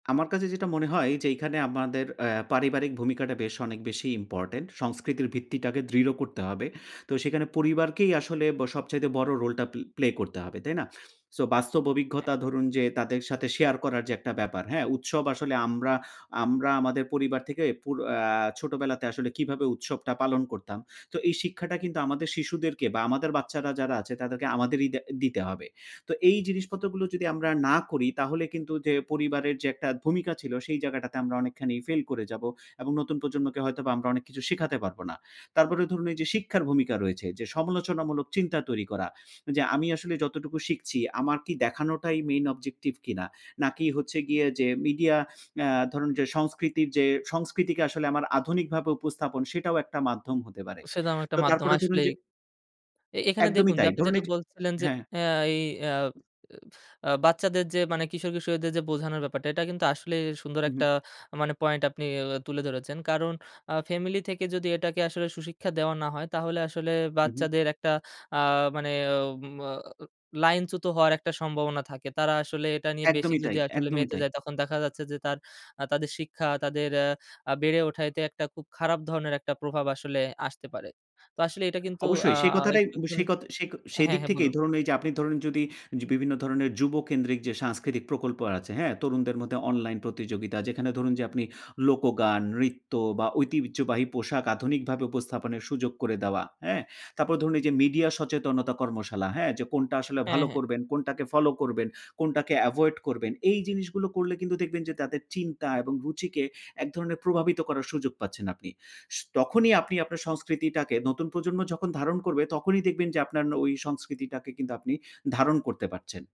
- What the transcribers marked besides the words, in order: "অভিজ্ঞতা" said as "অভিঘতা"; other background noise; tapping; in English: "main objective"; "আসলেই" said as "আস্লেই"; blowing
- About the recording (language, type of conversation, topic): Bengali, podcast, সামাজিক মাধ্যমে আমাদের সংস্কৃতিতে কী কী পরিবর্তন দেখা যাচ্ছে?